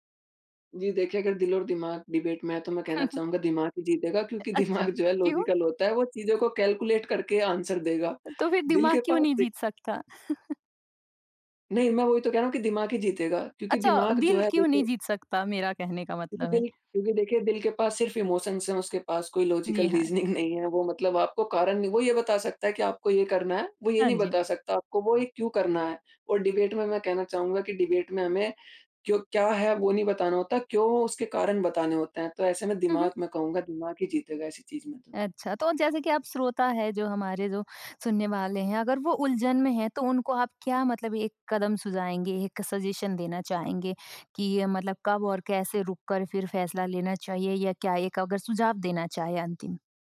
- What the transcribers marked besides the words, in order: in English: "डिबेट"; chuckle; laughing while speaking: "दिमाग"; in English: "लॉजिकल"; in English: "कैलकुलेट"; in English: "आन्सर"; chuckle; in English: "इमोशंस"; in English: "लॉजिकल रीज़निंग"; in English: "डिबेट"; in English: "डिबेट"; in English: "सजेशन"
- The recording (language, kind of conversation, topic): Hindi, podcast, जब दिल और दिमाग टकराएँ, तो आप किसकी सुनते हैं?